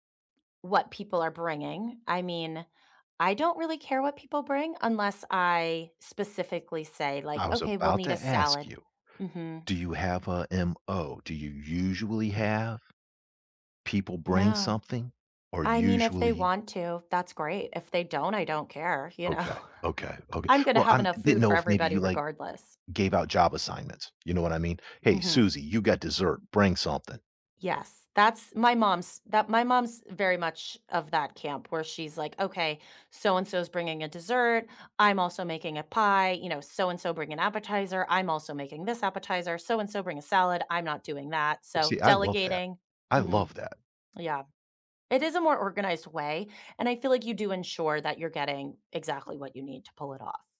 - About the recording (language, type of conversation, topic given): English, unstructured, How do you handle different food preferences at a dinner party?
- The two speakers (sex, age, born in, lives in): female, 35-39, United States, United States; male, 60-64, United States, United States
- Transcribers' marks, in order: laughing while speaking: "know?"; tapping